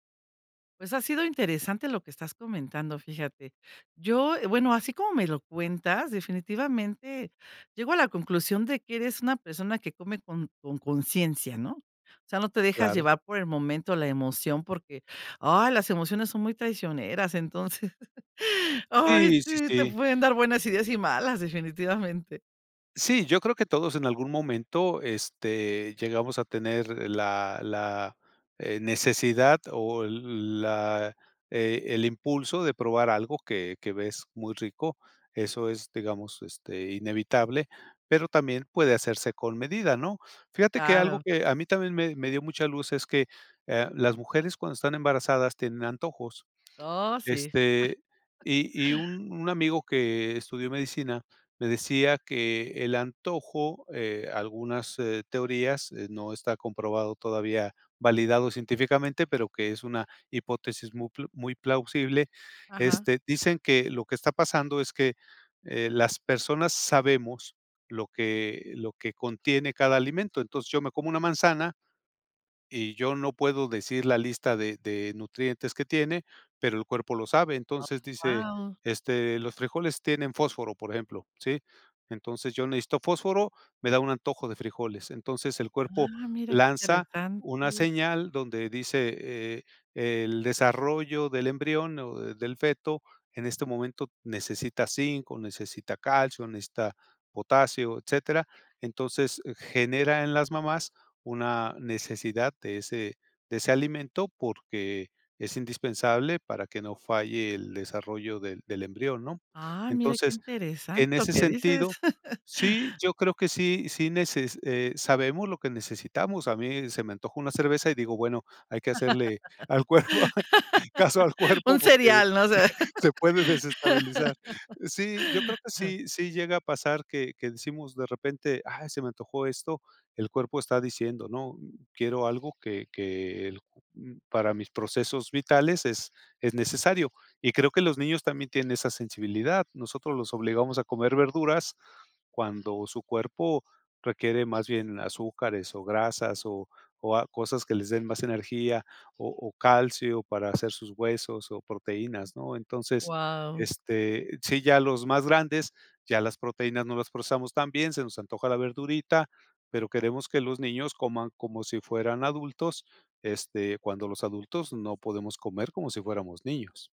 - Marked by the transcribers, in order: laugh; stressed: "ay"; chuckle; surprised: "Ay, mira qué interesante lo que dices"; laugh; laughing while speaking: "cuerpo caso al cuerpo"; laugh; laugh; tapping
- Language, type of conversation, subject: Spanish, podcast, ¿Cómo identificas el hambre real frente a los antojos emocionales?